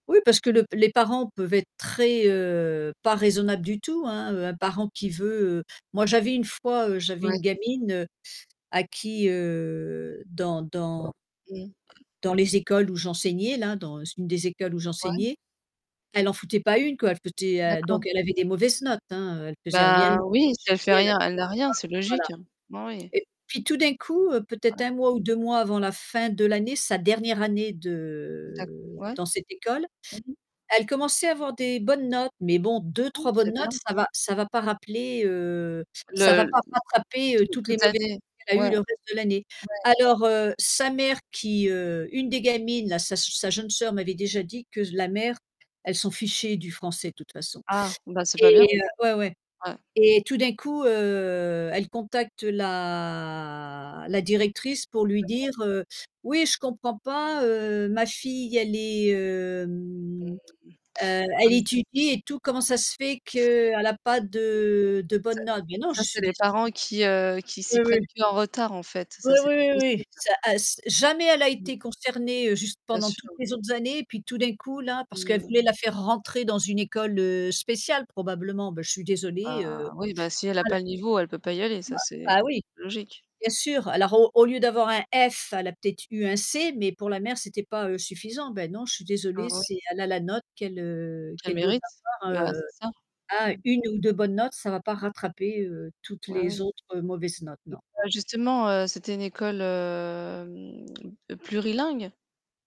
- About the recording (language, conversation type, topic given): French, unstructured, Quels sont vos passe-temps préférés selon le climat ?
- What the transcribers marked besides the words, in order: static; other background noise; distorted speech; unintelligible speech; unintelligible speech; tapping; drawn out: "de"; drawn out: "heu"; drawn out: "la"; drawn out: "heu"; unintelligible speech; drawn out: "hem"